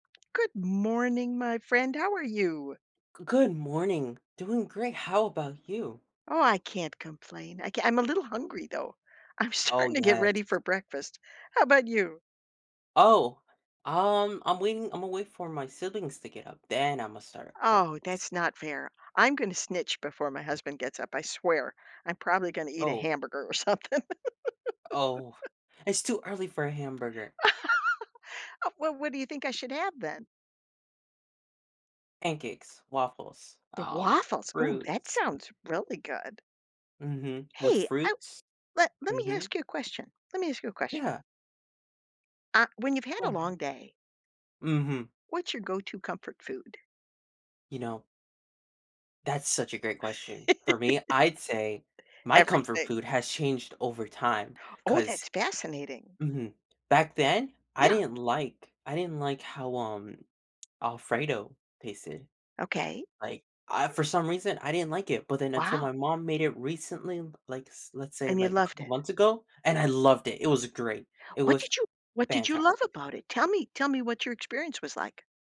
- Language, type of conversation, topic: English, unstructured, How do you choose what to eat when you need comfort after a tough day?
- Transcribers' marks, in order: tapping; laughing while speaking: "starting"; laughing while speaking: "something"; giggle; laugh; chuckle; other background noise